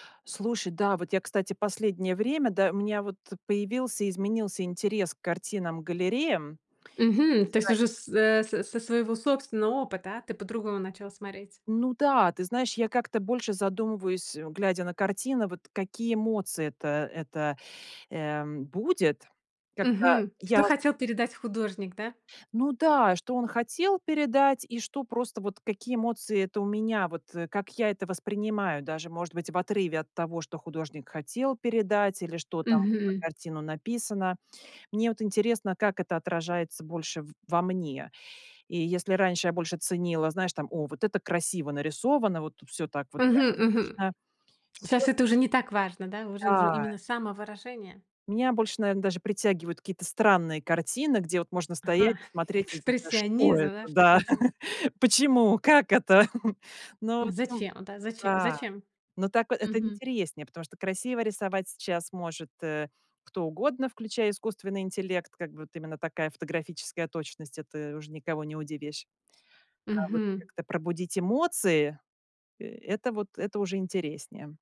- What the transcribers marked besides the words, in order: laughing while speaking: "экспрессионизм"; other background noise; chuckle
- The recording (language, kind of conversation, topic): Russian, podcast, Как ты начал(а) заниматься творчеством?